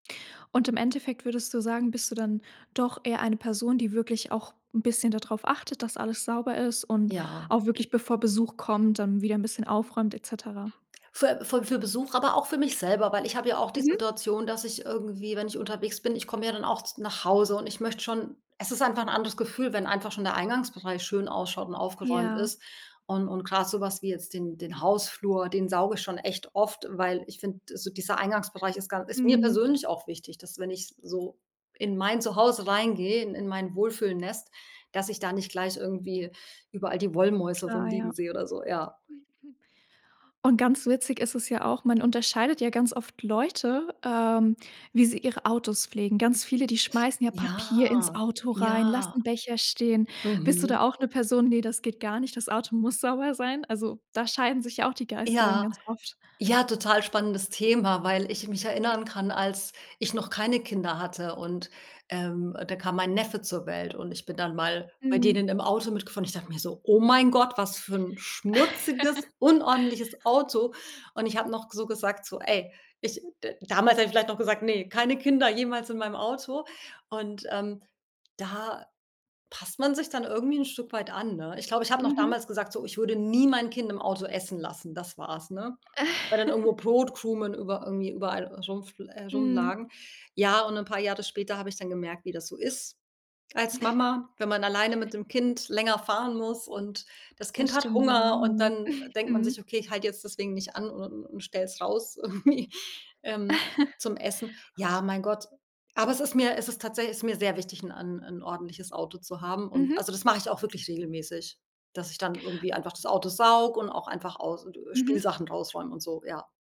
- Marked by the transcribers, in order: chuckle; other background noise; laugh; stressed: "nie"; laugh; chuckle; chuckle; laughing while speaking: "irgendwie"; laugh
- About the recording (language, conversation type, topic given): German, podcast, Wie gehst du mit Unordnung im Alltag um?